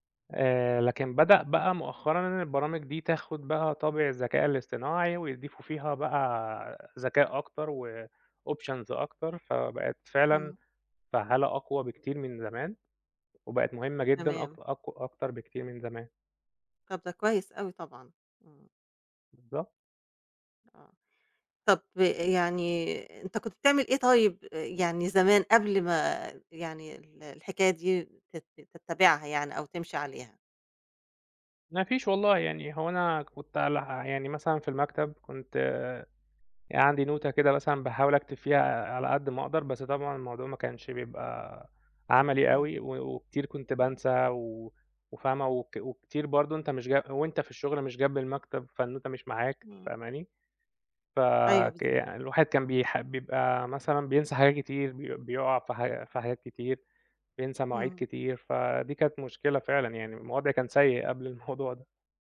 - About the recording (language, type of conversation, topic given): Arabic, podcast, إزاي التكنولوجيا غيّرت روتينك اليومي؟
- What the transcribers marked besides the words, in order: in English: "وoptions"